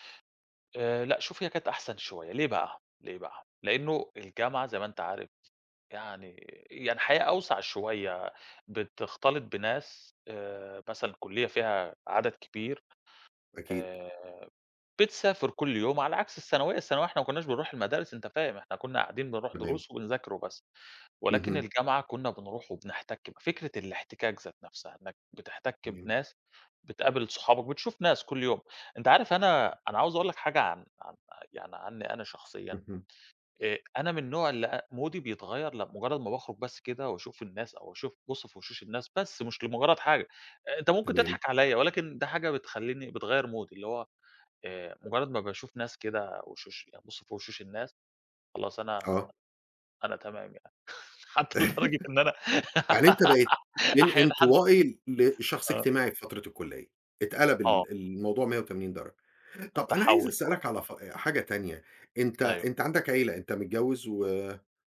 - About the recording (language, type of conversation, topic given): Arabic, podcast, إزاي بتوازن بين الشغل وحياتك الشخصية؟
- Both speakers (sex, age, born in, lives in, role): male, 30-34, Egypt, Greece, guest; male, 55-59, Egypt, United States, host
- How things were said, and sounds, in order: in English: "مودي"; in English: "مودي"; laugh; chuckle; laughing while speaking: "حتّى لدرجة إن أنا"; giggle; tapping